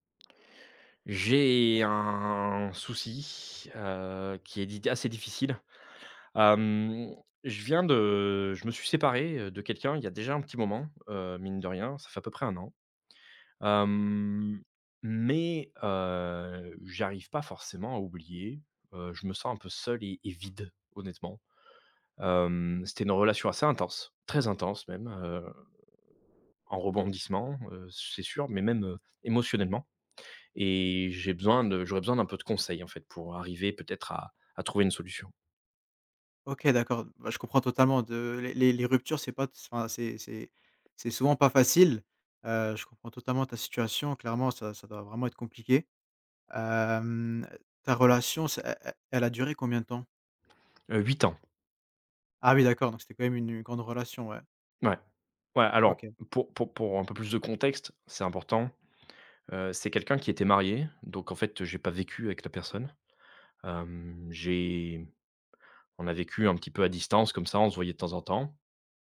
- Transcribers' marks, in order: drawn out: "hem"; drawn out: "heu"; other background noise; tapping
- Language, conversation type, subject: French, advice, Comment as-tu vécu la solitude et le vide après la séparation ?